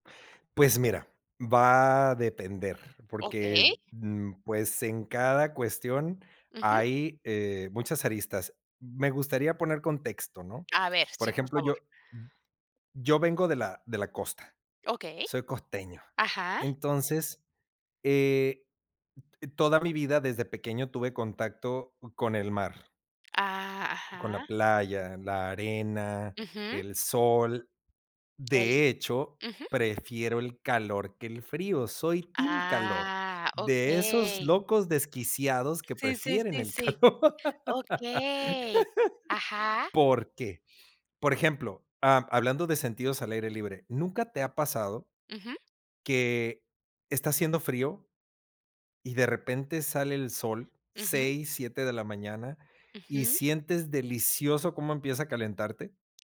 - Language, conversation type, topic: Spanish, podcast, ¿Qué papel juegan tus sentidos en tu práctica al aire libre?
- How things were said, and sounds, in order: laughing while speaking: "calor"; other background noise